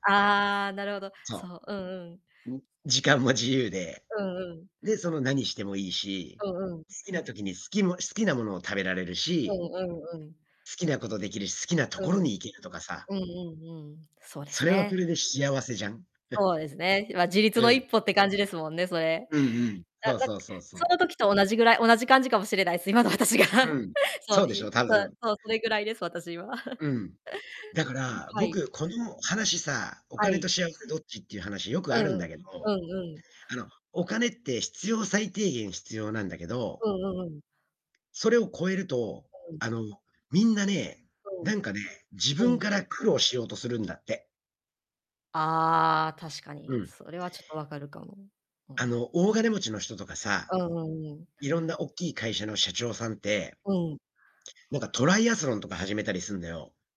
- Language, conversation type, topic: Japanese, unstructured, お金と幸せ、どちらがより大切だと思いますか？
- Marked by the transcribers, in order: chuckle; other background noise; laughing while speaking: "今の私が"; laugh; laugh; distorted speech